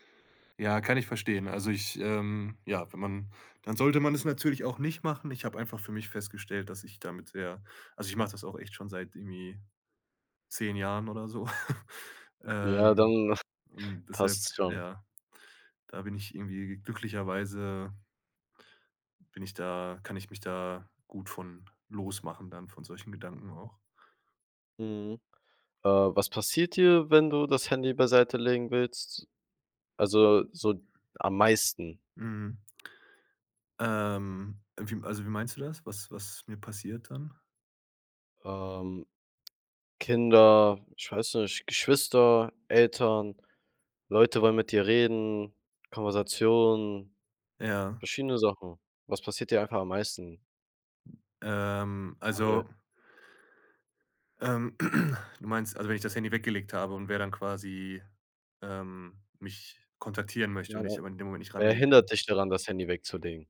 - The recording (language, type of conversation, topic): German, podcast, Wie planst du Pausen vom Smartphone im Alltag?
- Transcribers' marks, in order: chuckle; other background noise; unintelligible speech; throat clearing